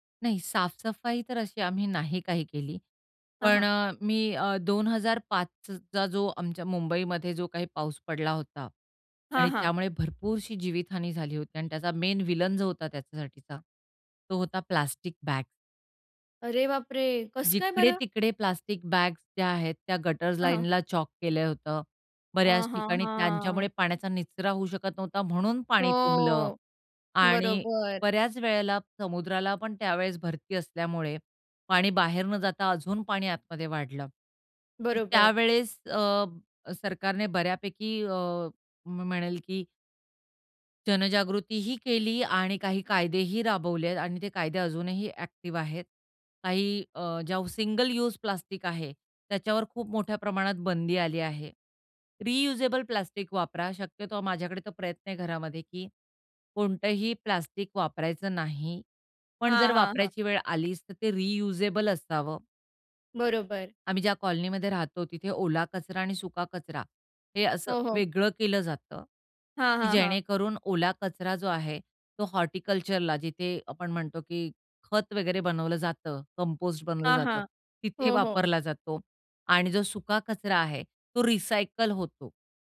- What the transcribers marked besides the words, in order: in English: "मेन विलेन"; afraid: "अरे बापरे!"; anticipating: "कसं काय बरं?"; in English: "गटर्स लाईनला चोक"; in English: "हॉर्टिकल्चरला"; horn; in English: "रिसायकल"
- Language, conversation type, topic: Marathi, podcast, नद्या आणि ओढ्यांचे संरक्षण करण्यासाठी लोकांनी काय करायला हवे?